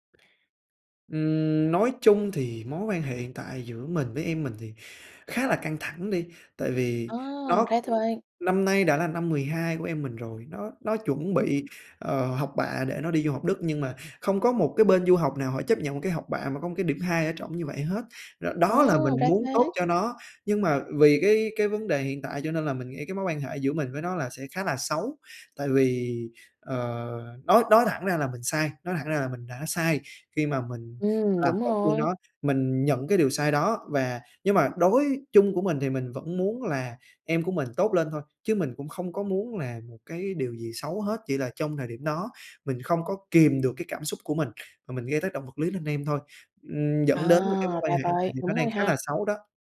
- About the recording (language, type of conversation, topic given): Vietnamese, advice, Làm sao để vượt qua nỗi sợ đối diện và xin lỗi sau khi lỡ làm tổn thương người khác?
- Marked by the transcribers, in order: other background noise; other noise